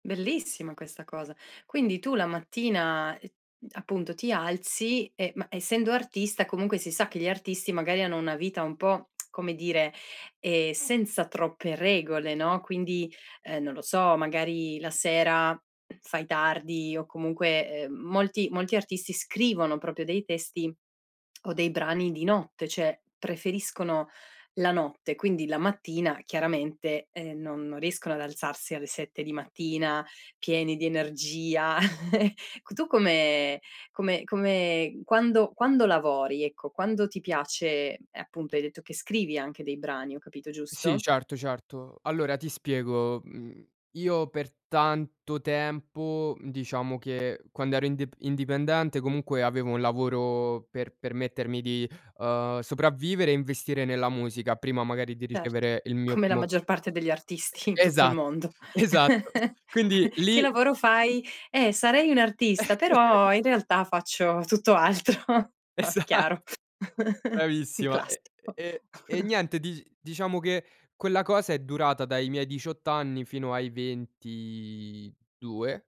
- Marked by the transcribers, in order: tongue click; throat clearing; tongue click; "cioè" said as "ceh"; chuckle; other background noise; chuckle; laughing while speaking: "Esatto"; chuckle
- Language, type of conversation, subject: Italian, podcast, Come gestisci la pigrizia o la mancanza di motivazione?